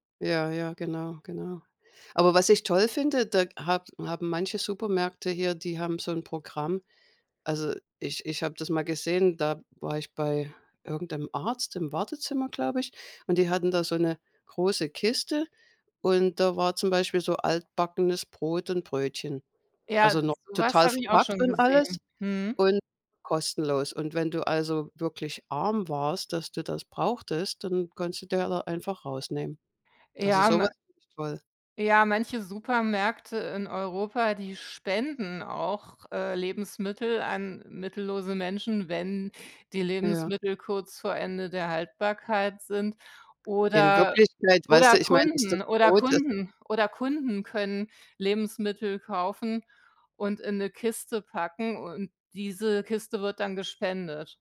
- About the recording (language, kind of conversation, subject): German, unstructured, Wie stehst du zur Lebensmittelverschwendung?
- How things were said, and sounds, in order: other background noise